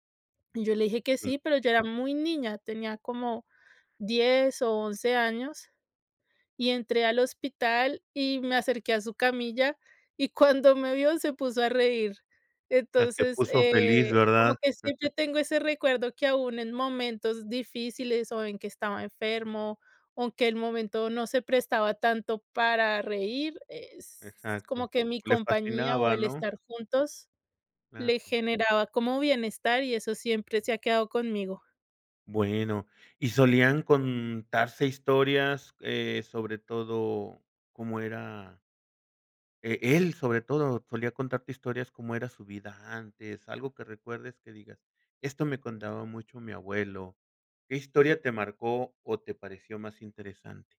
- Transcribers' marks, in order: other background noise; chuckle
- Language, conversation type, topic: Spanish, podcast, ¿Qué recuerdo atesoras de tus abuelos?